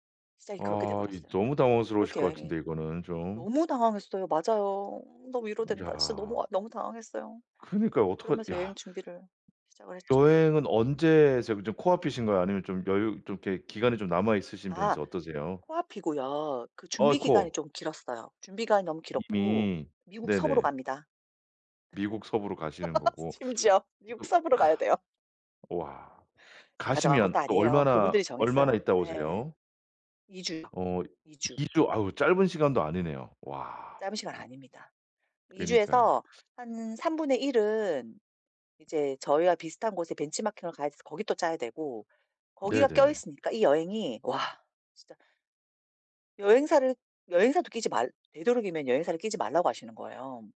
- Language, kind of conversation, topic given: Korean, advice, 여행 중 불안과 스트레스를 어떻게 줄일 수 있을까요?
- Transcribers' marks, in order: tapping; laugh; sigh; other background noise